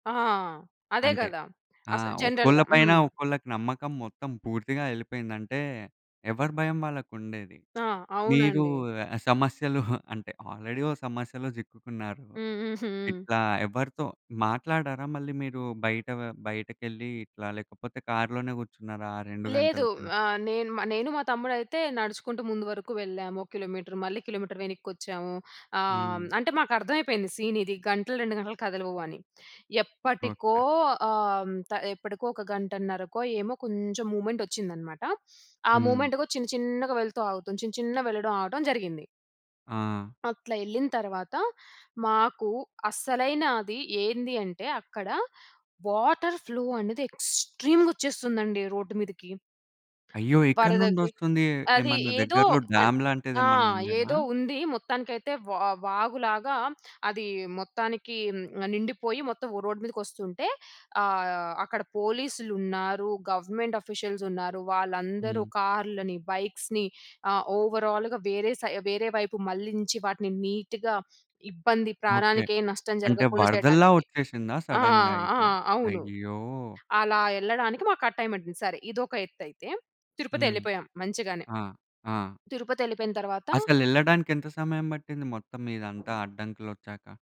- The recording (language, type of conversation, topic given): Telugu, podcast, ప్రయాణంలో వాన లేదా తుపాను కారణంగా మీరు ఎప్పుడైనా చిక్కుకుపోయారా? అది ఎలా జరిగింది?
- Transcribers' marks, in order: in English: "జనరల్‌గా"; giggle; in English: "ఆల్రెడీ"; other background noise; in English: "కిలోమీటర్"; in English: "కిలోమీటర్"; in English: "మూమెంట్"; in English: "వాటర్ ఫ్లో"; stressed: "ఎక్స్‌ట్రీమ్‌గొచ్చేస్తుందండి"; other noise; in English: "గవర్నమెంట్"; in English: "బైక్స్‌ని"; in English: "ఓవరాల్‌గా"; in English: "నీట్‌గా"; in English: "సడన్‌గా"